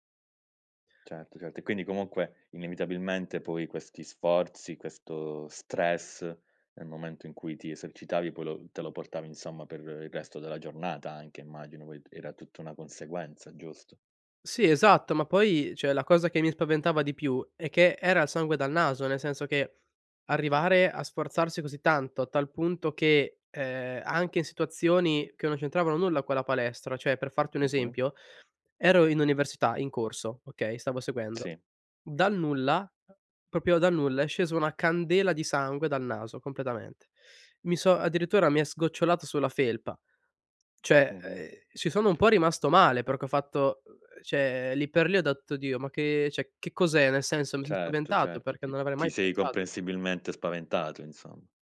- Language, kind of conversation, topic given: Italian, advice, Come posso gestire un carico di lavoro eccessivo e troppe responsabilità senza sentirmi sopraffatto?
- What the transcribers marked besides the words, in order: other background noise; "cioè" said as "ceh"